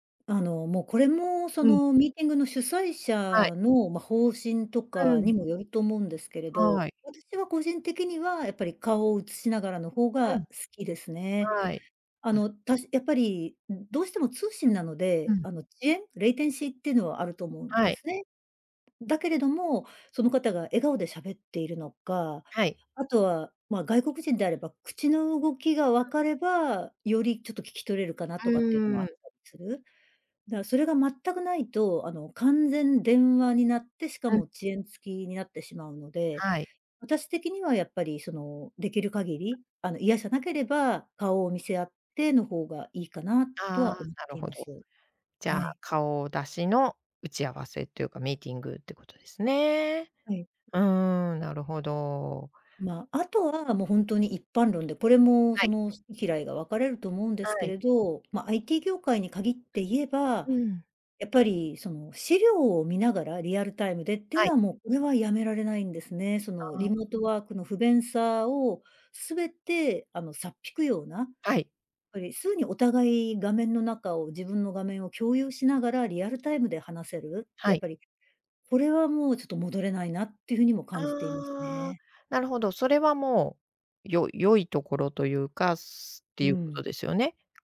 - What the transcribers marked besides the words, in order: in English: "レイテンシー"; other background noise; tapping
- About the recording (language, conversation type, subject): Japanese, podcast, リモートワークで一番困ったことは何でしたか？